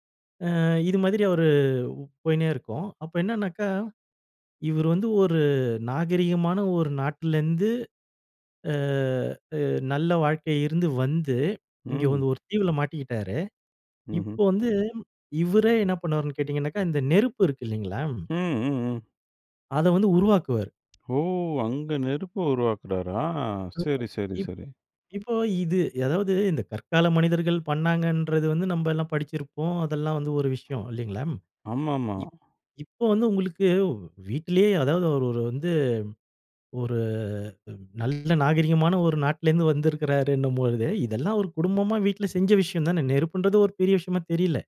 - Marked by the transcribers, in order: drawn out: "ஆ"; drawn out: "அவரு"; drawn out: "அ"; surprised: "ஓ! அங்க நெருப்ப உருவாக்குறாரா?"; unintelligible speech; other background noise; drawn out: "ஒரு"
- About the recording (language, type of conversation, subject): Tamil, podcast, ஒரு திரைப்படம் உங்களின் கவனத்தை ஈர்த்ததற்கு காரணம் என்ன?